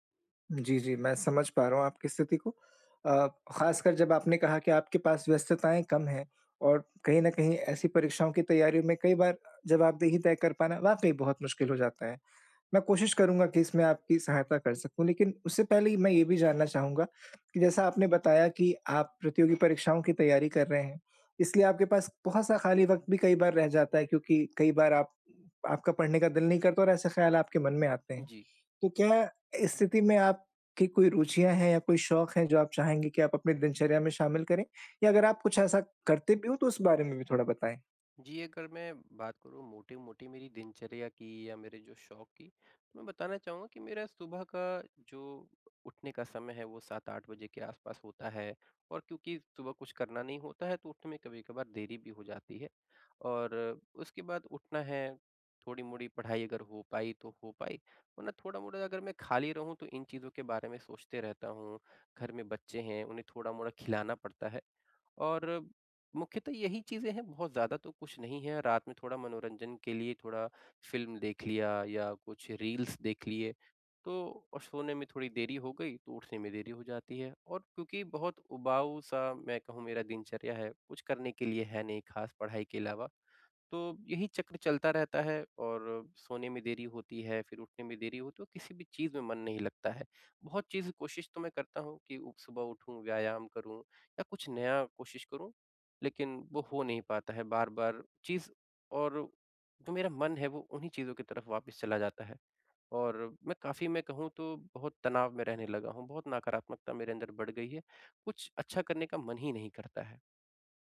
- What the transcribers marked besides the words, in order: in English: "रील्स"
- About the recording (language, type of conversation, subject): Hindi, advice, ब्रेकअप के बाद मैं अपने जीवन में नया उद्देश्य कैसे खोजूँ?